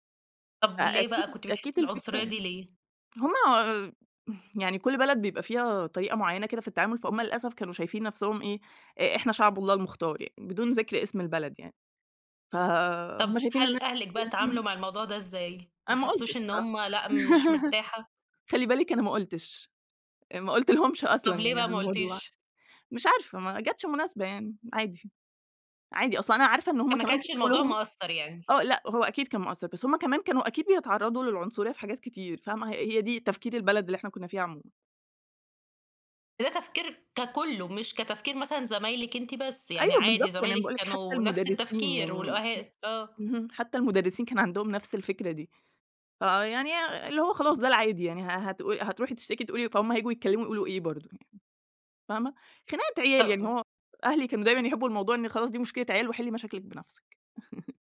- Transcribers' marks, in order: unintelligible speech; chuckle; chuckle
- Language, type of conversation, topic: Arabic, podcast, إيه دور الأهل في تعليم الأطفال من وجهة نظرك؟